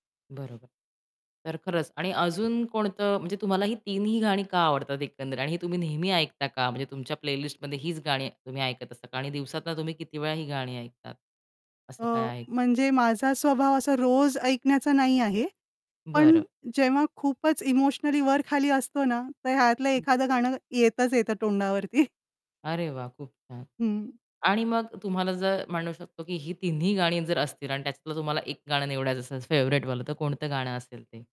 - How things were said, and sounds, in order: static; in English: "प्लेलिस्टमध्ये"; distorted speech; tapping; laughing while speaking: "तोंडावरती"; in English: "फेव्हराइटवालं"
- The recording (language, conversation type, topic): Marathi, podcast, तुमच्या शेअर केलेल्या गीतसूचीतली पहिली तीन गाणी कोणती असतील?